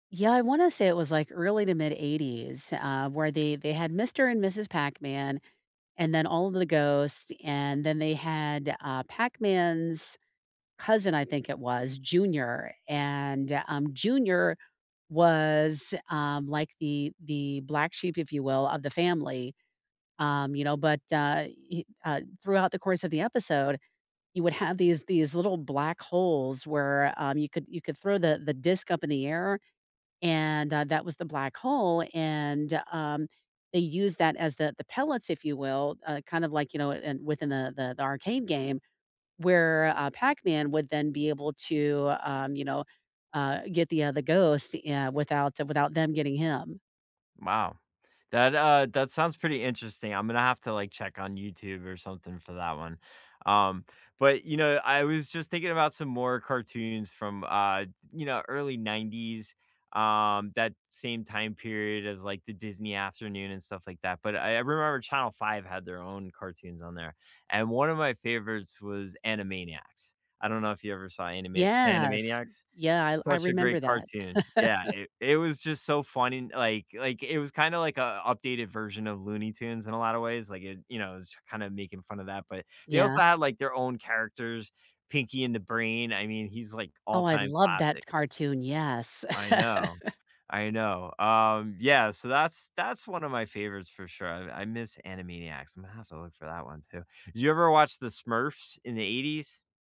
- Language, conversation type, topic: English, unstructured, Which childhood cartoon captured your heart, and what about it still resonates with you today?
- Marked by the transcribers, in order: chuckle; chuckle